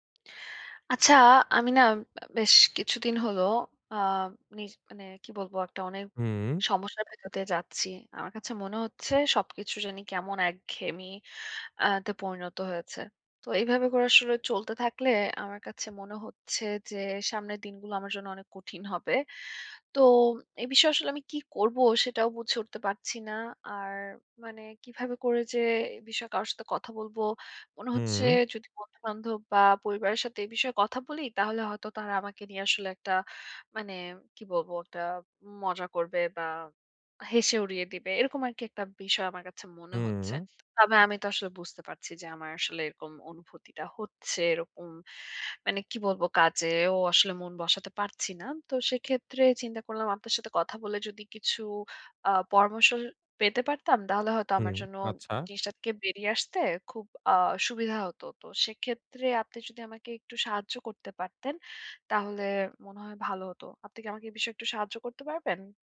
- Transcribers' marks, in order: tapping; other background noise
- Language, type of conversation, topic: Bengali, advice, আমি কেন নিজেকে প্রতিভাহীন মনে করি, আর আমি কী করতে পারি?